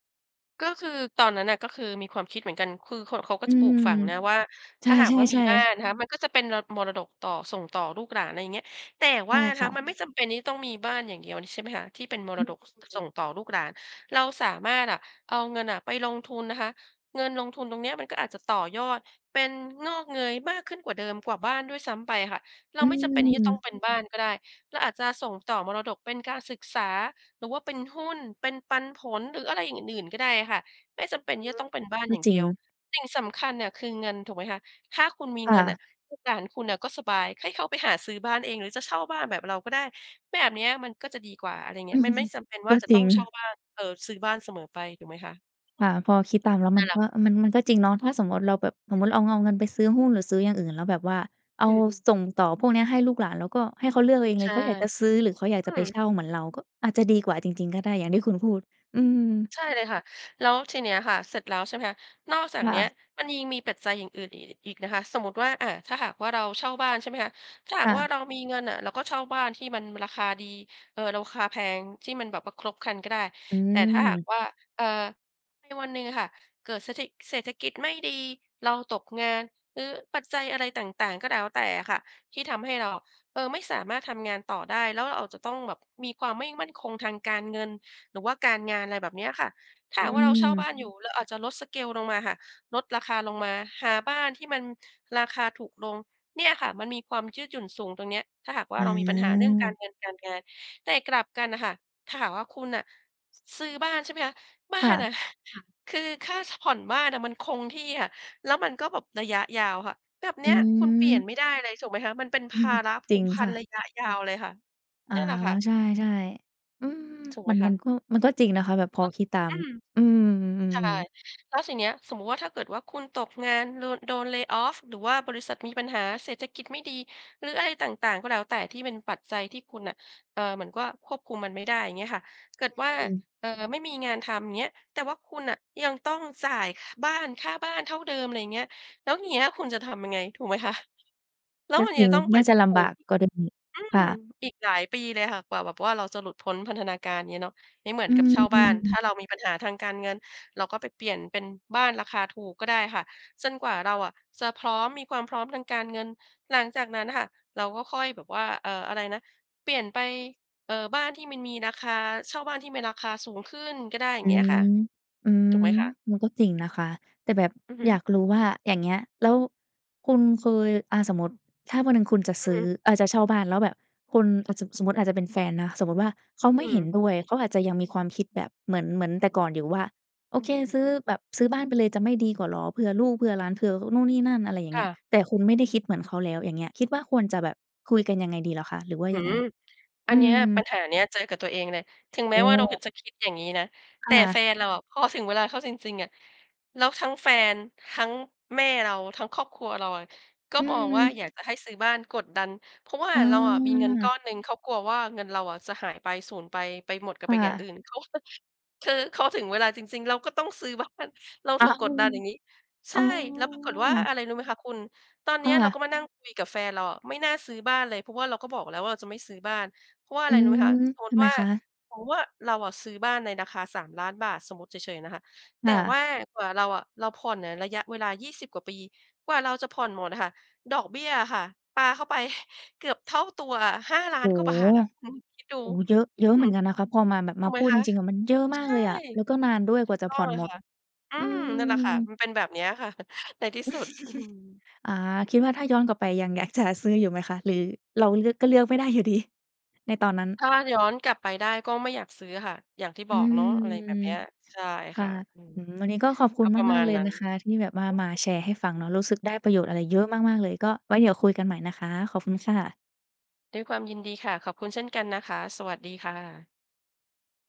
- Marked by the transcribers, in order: background speech; other background noise; chuckle; "เอา" said as "เงา"; tapping; in English: "สเกล"; laughing while speaking: "อืม"; unintelligible speech; in English: "layoff"; other noise; chuckle; laughing while speaking: "บ้าน"; chuckle; chuckle
- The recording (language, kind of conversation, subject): Thai, podcast, เคยมีคนคนหนึ่งที่ทำให้คุณเปลี่ยนมุมมองหรือความคิดไปไหม?
- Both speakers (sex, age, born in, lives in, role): female, 20-24, Thailand, Thailand, host; female, 50-54, Thailand, Thailand, guest